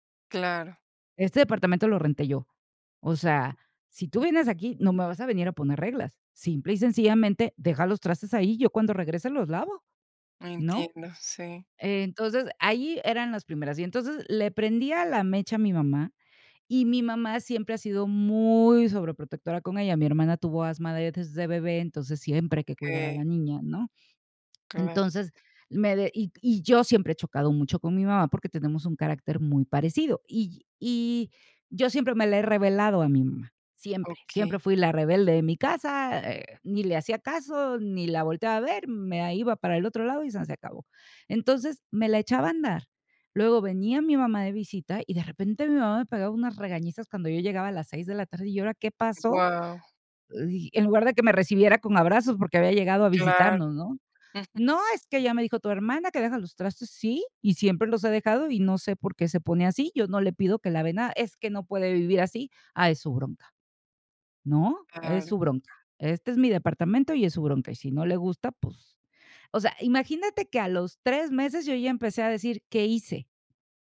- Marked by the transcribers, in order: none
- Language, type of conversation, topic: Spanish, advice, ¿Cómo puedo establecer límites emocionales con mi familia o mi pareja?